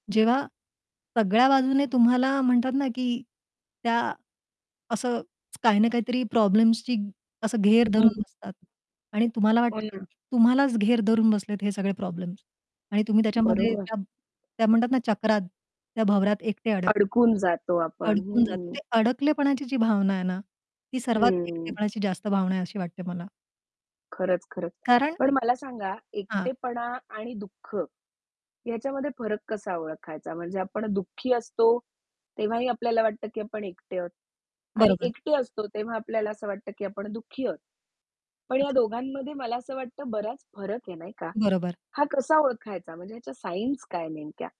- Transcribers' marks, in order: distorted speech; other background noise; tapping; static; unintelligible speech
- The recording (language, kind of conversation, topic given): Marathi, podcast, तुला एकटेपणा कसा जाणवतो?